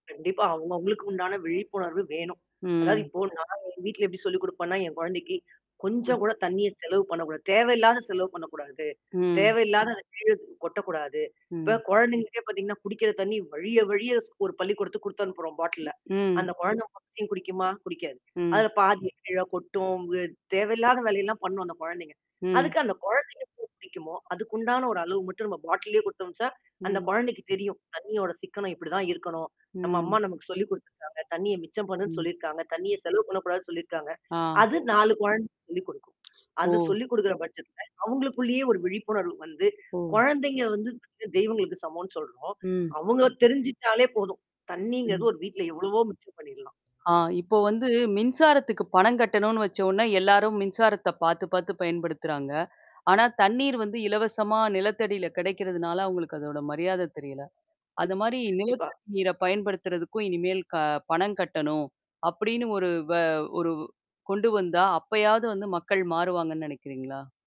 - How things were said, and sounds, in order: static; other noise; mechanical hum; other background noise; tapping; distorted speech; unintelligible speech
- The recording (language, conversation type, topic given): Tamil, podcast, நீர் மிச்சப்படுத்த எளிய வழிகள் என்னென்ன என்று சொல்கிறீர்கள்?